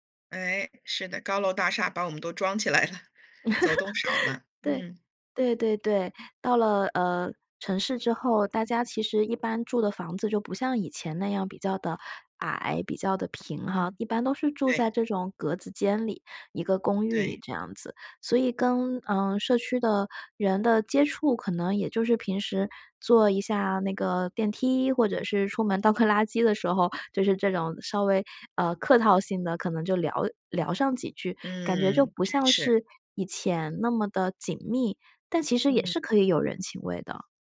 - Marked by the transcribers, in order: laughing while speaking: "起来了"; chuckle; laughing while speaking: "倒个"
- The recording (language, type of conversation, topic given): Chinese, podcast, 如何让社区更温暖、更有人情味？